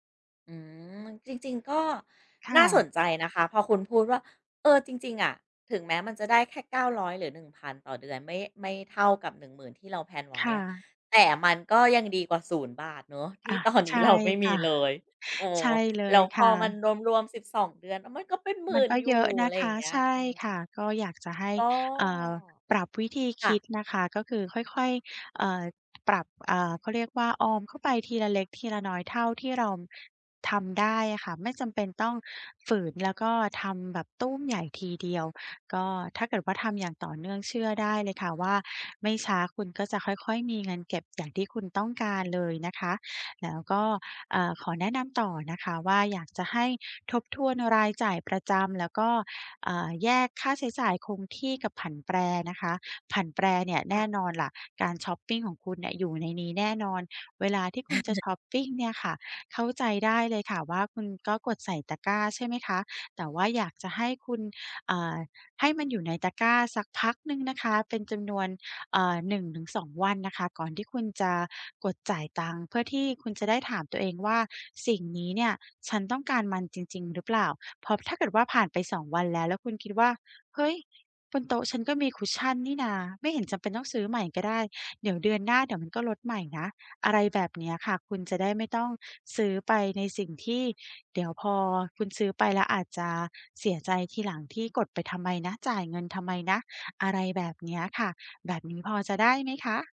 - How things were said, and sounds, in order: in English: "แพลน"; stressed: "แต่"; laughing while speaking: "ที่ตอนนี้"; tapping; other background noise; chuckle
- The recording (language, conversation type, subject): Thai, advice, จะมีวิธีตัดค่าใช้จ่ายที่ไม่จำเป็นในงบรายเดือนอย่างไร?